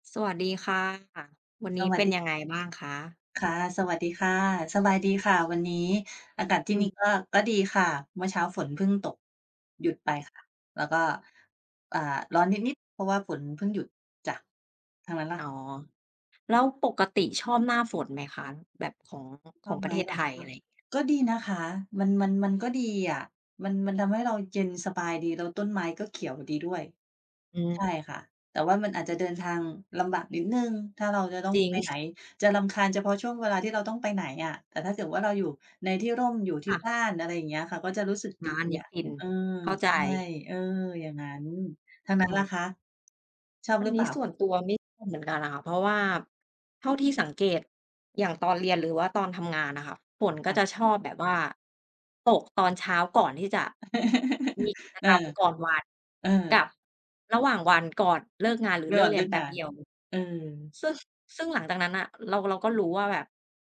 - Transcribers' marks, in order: other background noise; tapping; giggle
- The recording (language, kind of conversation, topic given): Thai, unstructured, หนังหรือละครเรื่องไหนที่คุณจำได้แม่นที่สุด?